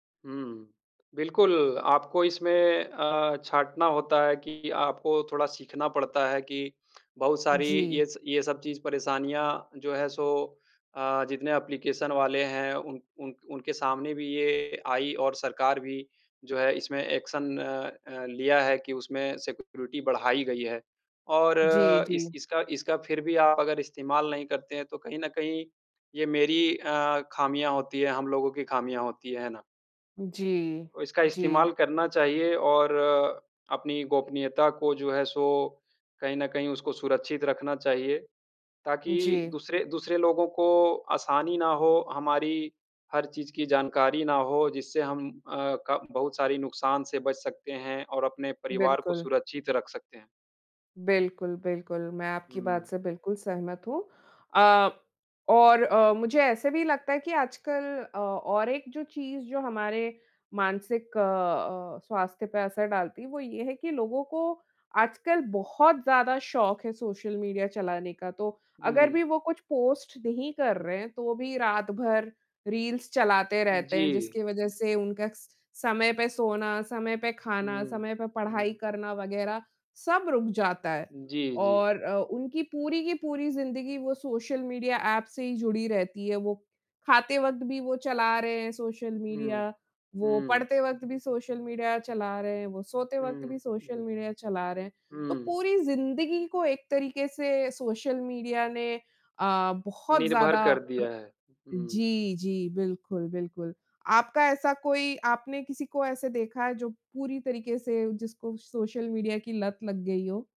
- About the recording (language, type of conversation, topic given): Hindi, unstructured, आपके जीवन में सोशल मीडिया ने क्या बदलाव लाए हैं?
- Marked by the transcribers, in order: in English: "सिक्योरिटी"; in English: "रील्स"